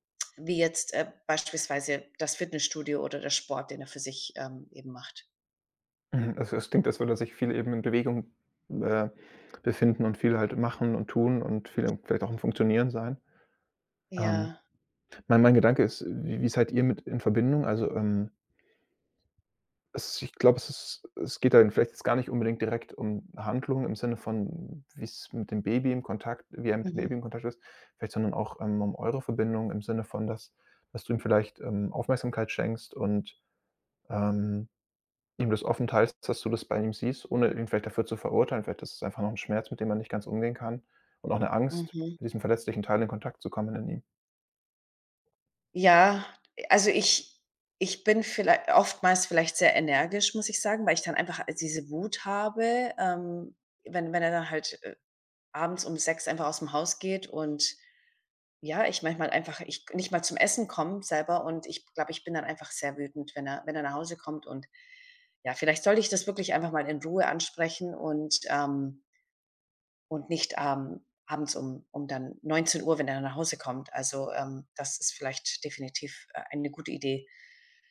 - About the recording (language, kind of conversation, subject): German, advice, Wie ist es, Eltern zu werden und den Alltag radikal neu zu strukturieren?
- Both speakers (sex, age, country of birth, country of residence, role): female, 40-44, Kazakhstan, United States, user; male, 25-29, Germany, Germany, advisor
- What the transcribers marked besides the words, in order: other background noise